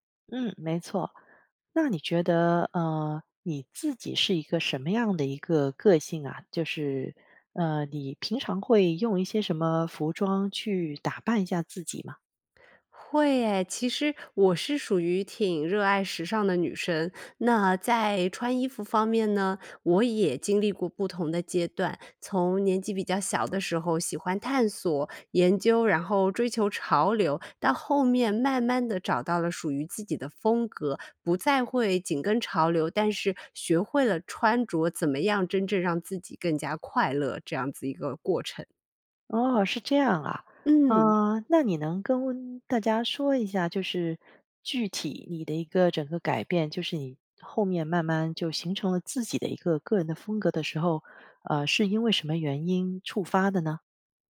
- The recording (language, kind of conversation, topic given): Chinese, podcast, 你是否有过通过穿衣打扮提升自信的经历？
- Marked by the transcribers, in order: none